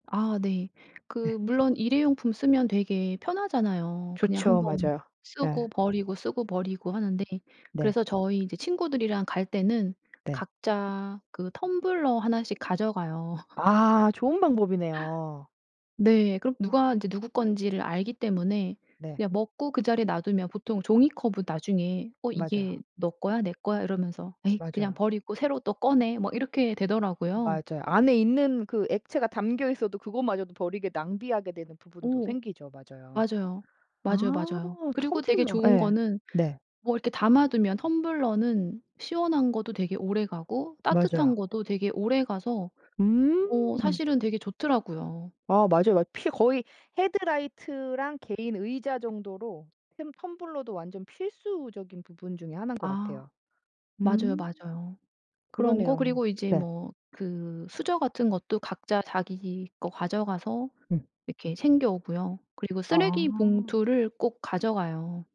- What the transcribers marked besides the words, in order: other background noise; tapping; laugh
- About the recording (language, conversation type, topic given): Korean, podcast, 가벼운 캠핑이나 등산을 할 때 환경을 지키는 방법은 무엇인가요?